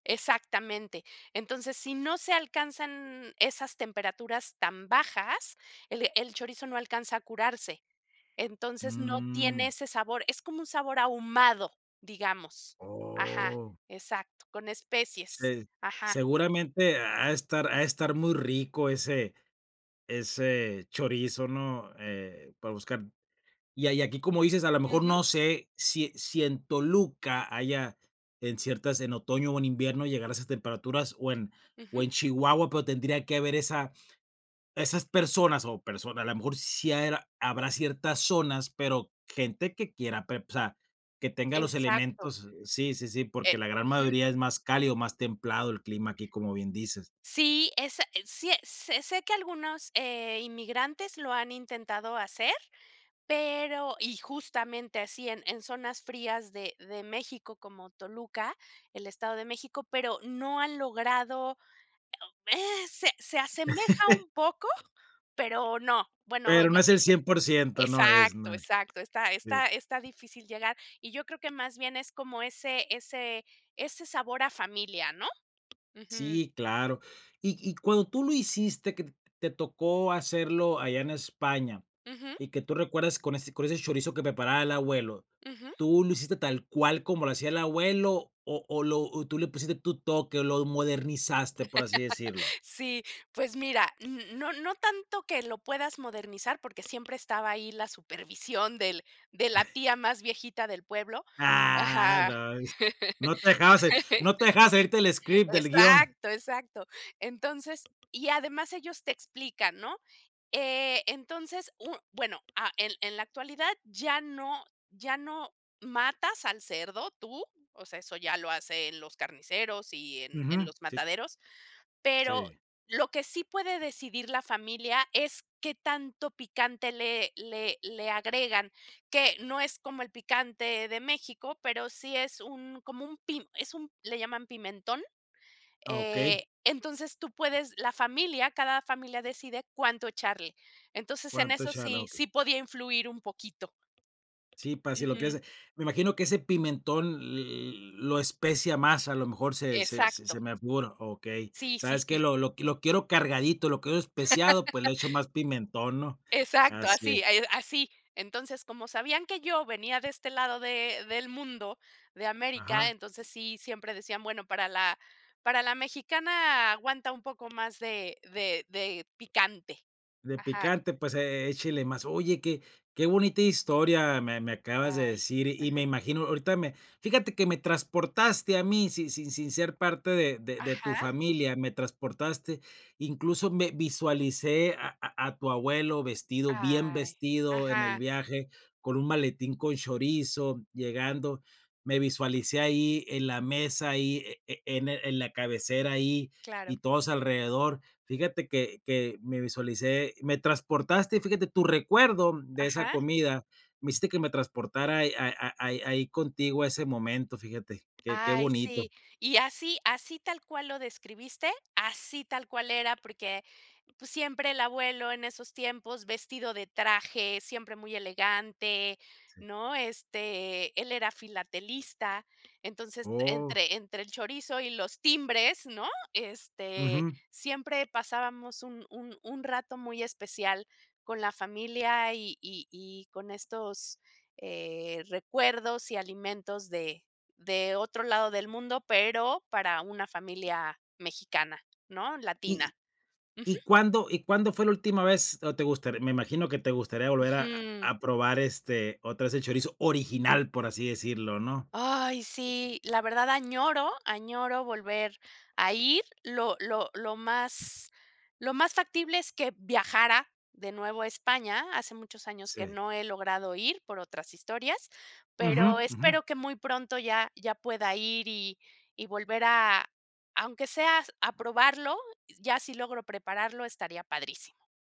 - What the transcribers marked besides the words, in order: drawn out: "Oh"; tapping; chuckle; laugh; chuckle; other background noise; laugh; in English: "script"; laugh
- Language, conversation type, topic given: Spanish, podcast, ¿Qué comida te recuerda a tu infancia y por qué?